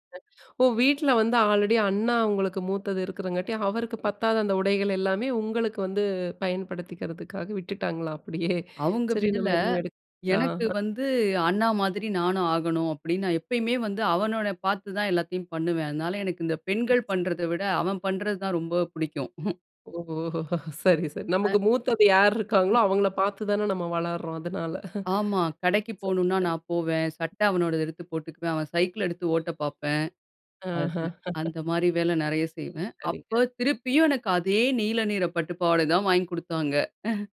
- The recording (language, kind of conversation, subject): Tamil, podcast, வயது அதிகரிக்கத் தொடங்கியபோது உங்கள் உடைத் தேர்வுகள் எப்படி மாறின?
- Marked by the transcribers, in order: unintelligible speech; laughing while speaking: "அப்பிடியே"; laugh; laughing while speaking: "ஓஹோ! சரி, சரி"; chuckle